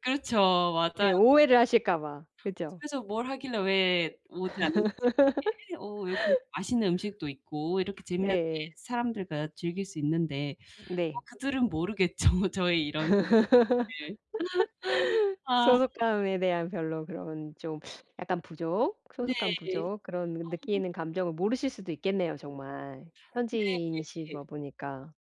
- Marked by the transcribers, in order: laugh; laugh; laughing while speaking: "모르겠죠"; laugh
- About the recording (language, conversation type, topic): Korean, advice, 특별한 날에 왜 혼자라고 느끼고 소외감이 드나요?